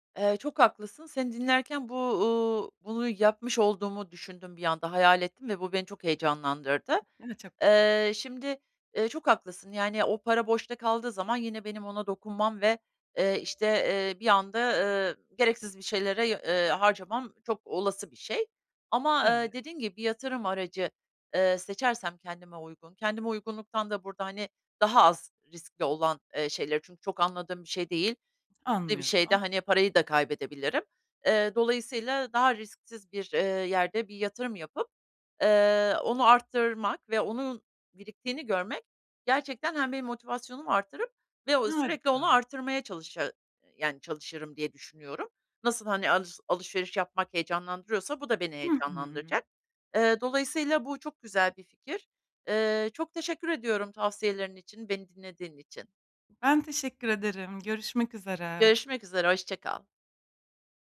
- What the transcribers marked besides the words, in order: other background noise
- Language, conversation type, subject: Turkish, advice, Tasarruf yapma isteği ile yaşamdan keyif alma dengesini nasıl kurabilirim?